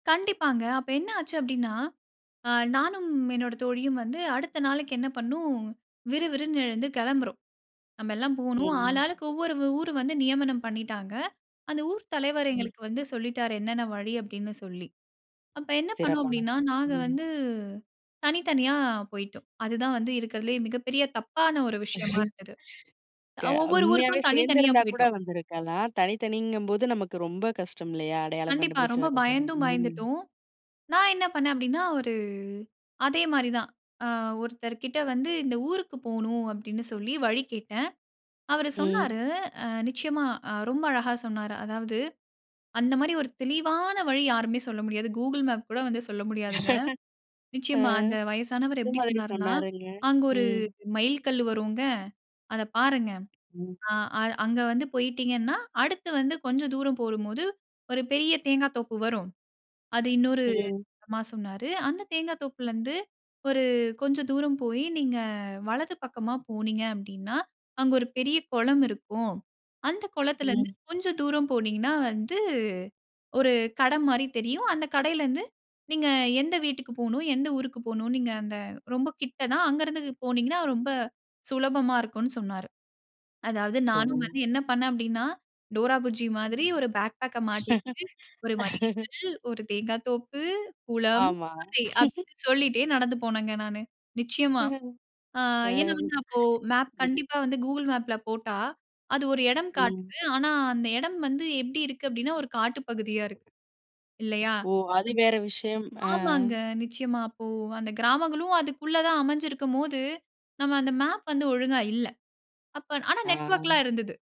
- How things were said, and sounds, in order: other background noise; chuckle; chuckle; "போகும்" said as "போரும்"; laugh; in English: "பேக் பேக்க"; chuckle; chuckle; unintelligible speech
- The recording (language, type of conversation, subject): Tamil, podcast, தொழில்நுட்பம் இல்லாமல், அடையாளங்களை மட்டும் நம்பி நீங்கள் வழி கண்ட அனுபவக் கதையை சொல்ல முடியுமா?